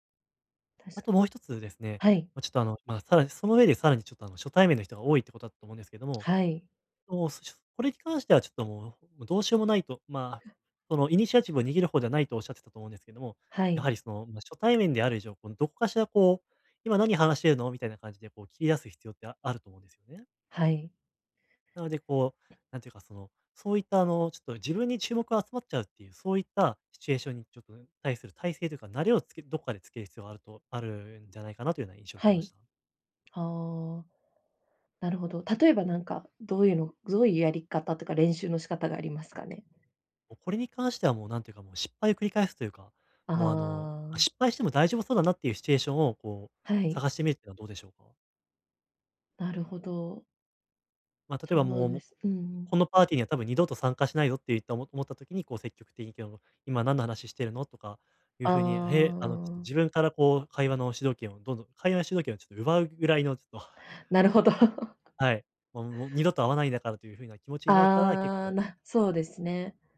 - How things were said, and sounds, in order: in English: "イニシアチブ"; tapping; chuckle; laugh
- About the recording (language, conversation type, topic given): Japanese, advice, グループの集まりで、どうすれば自然に会話に入れますか？